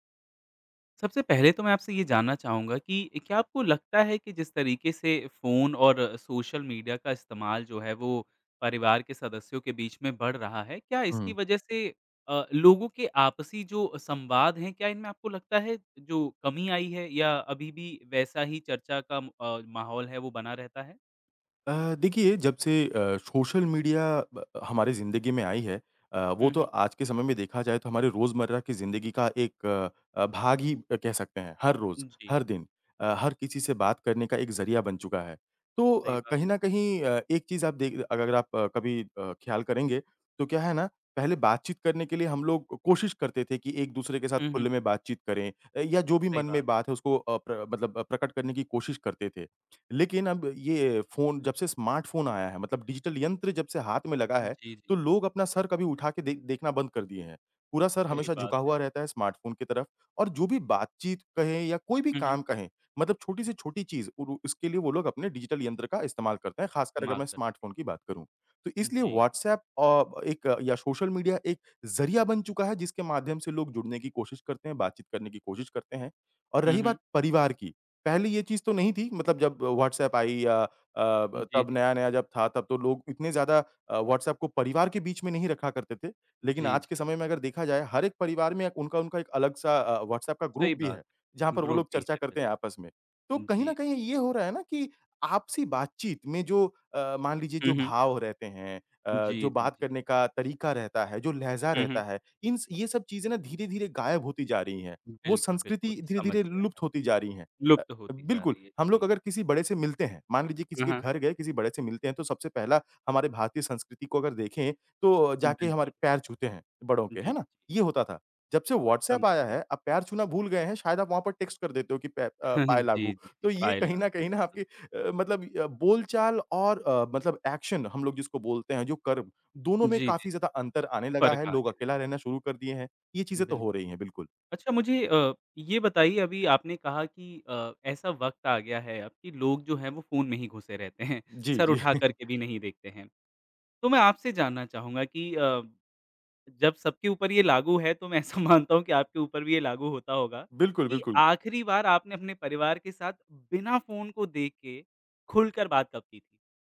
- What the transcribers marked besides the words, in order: tapping; in English: "स्मार्टफ़ोन"; in English: "स्मार्टफ़ोन"; in English: "स्मार्टफ़ोन"; in English: "ग्रुप"; in English: "ग्रुप"; in English: "टेक्स्ट"; chuckle; laughing while speaking: "कहीं न कहीं ना"; in English: "एक्शन"; other background noise; laughing while speaking: "हैं"; chuckle; laughing while speaking: "मैं ऐसा मानता हूँ"
- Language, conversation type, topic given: Hindi, podcast, फ़ोन और सामाजिक मीडिया के कारण प्रभावित हुई पारिवारिक बातचीत को हम कैसे बेहतर बना सकते हैं?